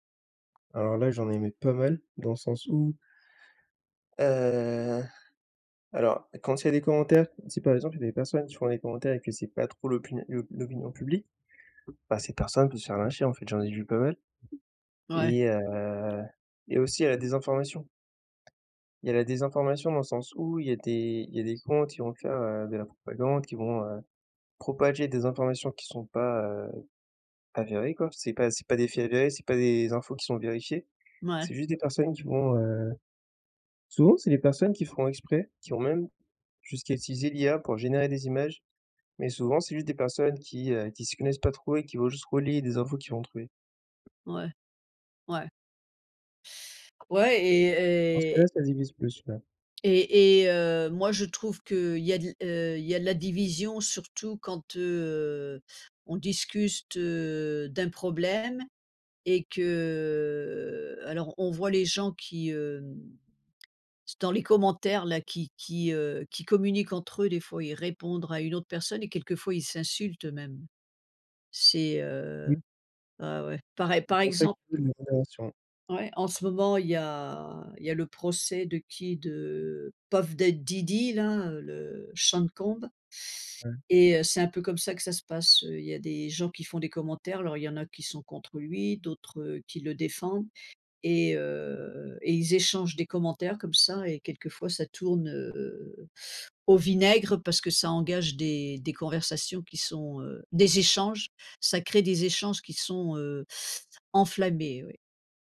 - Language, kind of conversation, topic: French, unstructured, Penses-tu que les réseaux sociaux divisent davantage qu’ils ne rapprochent les gens ?
- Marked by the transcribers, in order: tapping; "discute" said as "discuste"; drawn out: "que"; unintelligible speech; stressed: "échanges"